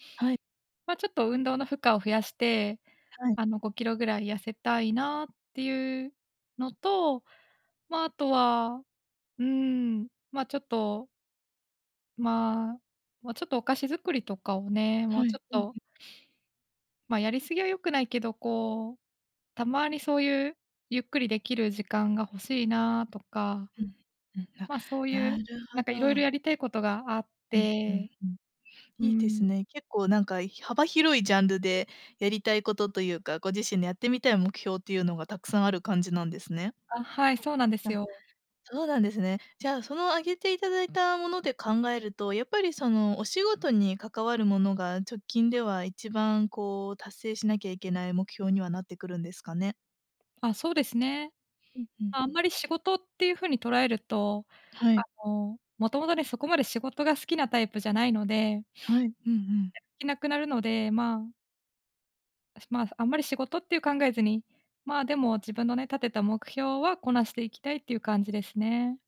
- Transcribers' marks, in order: none
- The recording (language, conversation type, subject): Japanese, advice, 複数の目標があって優先順位をつけられず、混乱してしまうのはなぜですか？